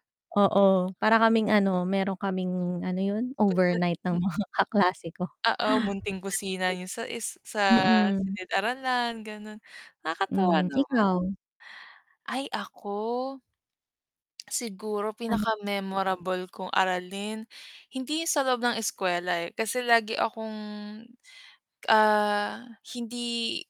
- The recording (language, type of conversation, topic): Filipino, unstructured, Ano ang pinakatumatak sa iyong aralin noong mga araw mo sa paaralan?
- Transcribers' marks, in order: static; unintelligible speech; laughing while speaking: "mga kaklase ko"; distorted speech; tapping; unintelligible speech